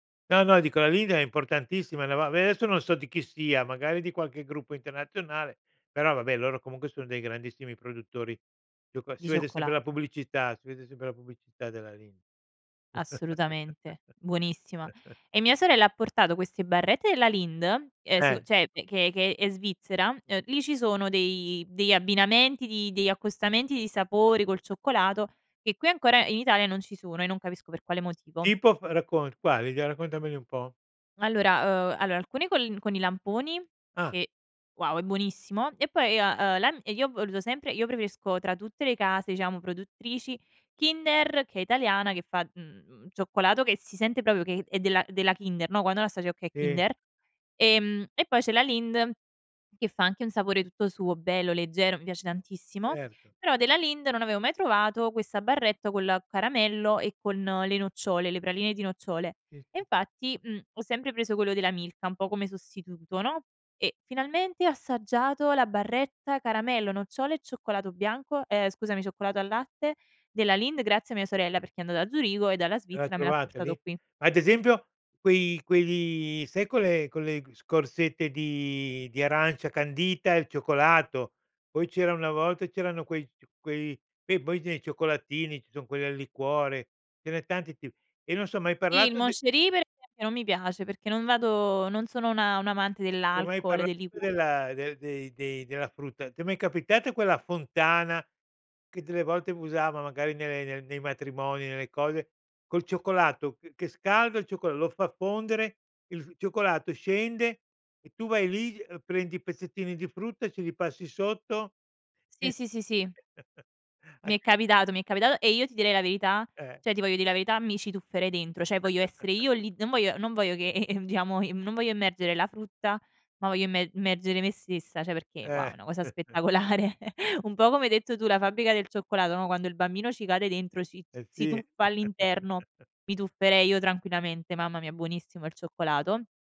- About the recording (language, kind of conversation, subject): Italian, podcast, Qual è il piatto che ti consola sempre?
- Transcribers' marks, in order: chuckle; "proprio" said as "propio"; "quelle-" said as "cole"; "quelle" said as "cole"; "usavano" said as "vusavan"; chuckle; unintelligible speech; "cioè" said as "ceh"; chuckle; "Cioè" said as "ceh"; chuckle; "diciamo" said as "ndiamo"; "cioè" said as "ceh"; chuckle; laughing while speaking: "spettacolare"; chuckle